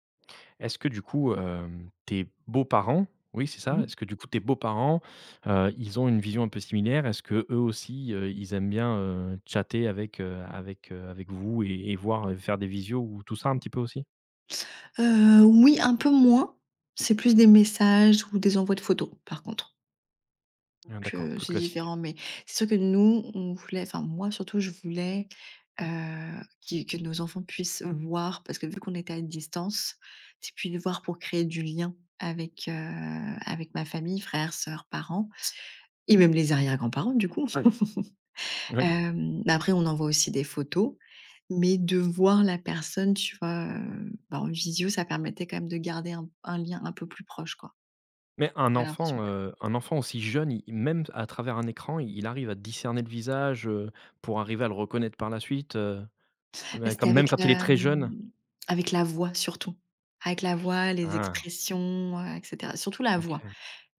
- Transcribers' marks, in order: other background noise; laugh
- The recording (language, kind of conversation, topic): French, podcast, Comment la technologie transforme-t-elle les liens entre grands-parents et petits-enfants ?